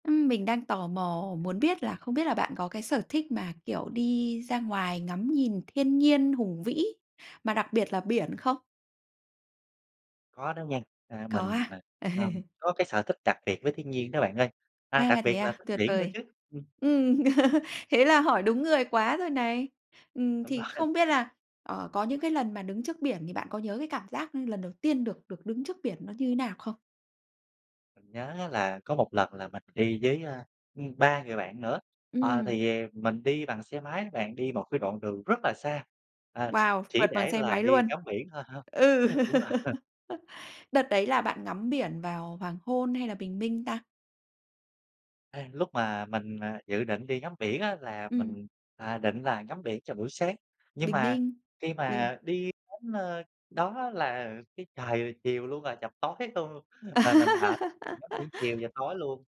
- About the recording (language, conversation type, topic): Vietnamese, podcast, Cảm giác của bạn khi đứng trước biển mênh mông như thế nào?
- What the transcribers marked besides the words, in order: tapping; laugh; laugh; laughing while speaking: "rồi"; laugh; chuckle; laugh; laugh